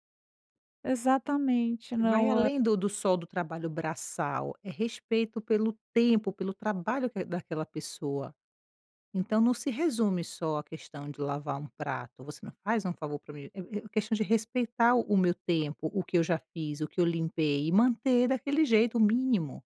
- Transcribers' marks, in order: none
- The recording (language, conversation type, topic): Portuguese, podcast, Como vocês dividem as tarefas domésticas na família?